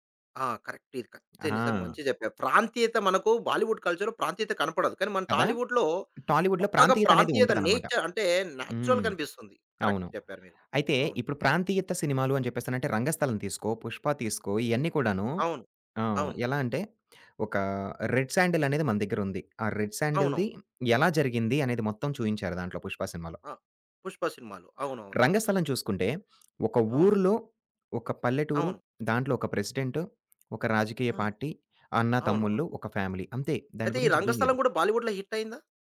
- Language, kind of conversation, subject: Telugu, podcast, బాలీవుడ్ మరియు టాలీవుడ్‌ల పాపులర్ కల్చర్‌లో ఉన్న ప్రధాన తేడాలు ఏమిటి?
- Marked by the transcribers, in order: other background noise; in English: "బాలీవుడ్ కల్చర్‌లో"; in English: "టాలీవుడ్‌లో"; in English: "టాలీవుడ్‌లో"; in English: "నేచర్"; in English: "నేచురల్‌గా"; in English: "కరెక్ట్"; in English: "రెడ్"; in English: "రెడ్ శాండెల్‌ది"; in English: "ప్రెసిడెంట్"; in English: "ఫ్యామిలీ"; in English: "బాలీవుడ్‌లో"